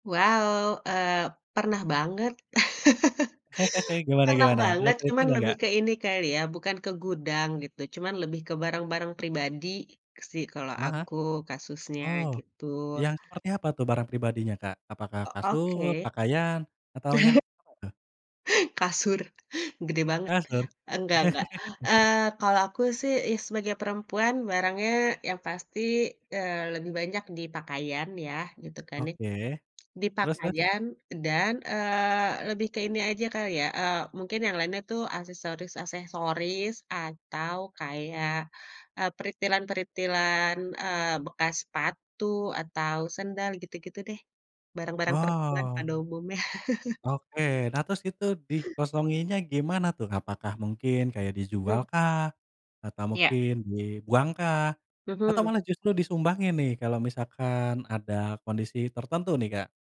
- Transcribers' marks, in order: chuckle; chuckle; tapping; other background noise; chuckle; chuckle
- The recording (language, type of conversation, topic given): Indonesian, podcast, Pernah nggak kamu merasa lega setelah mengurangi barang?